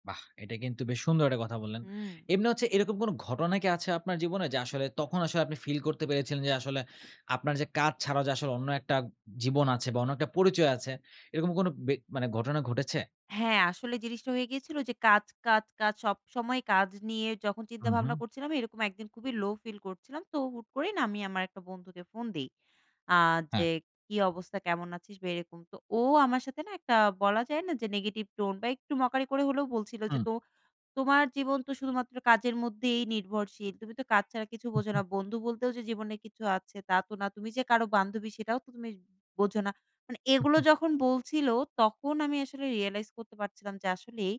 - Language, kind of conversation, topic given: Bengali, podcast, কাজকে জীবনের একমাত্র মাপকাঠি হিসেবে না রাখার উপায় কী?
- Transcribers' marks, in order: in English: "negative tone"; in English: "mockery"; in English: "realize"